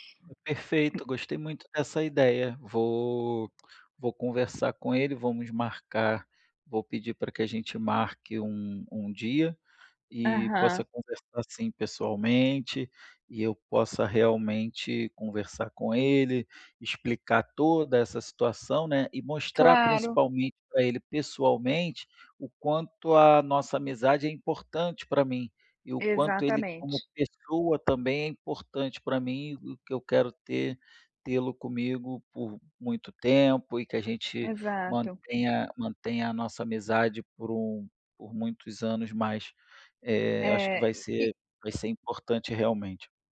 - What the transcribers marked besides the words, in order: tapping
- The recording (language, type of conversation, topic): Portuguese, advice, Como posso pedir desculpas de forma sincera depois de magoar alguém sem querer?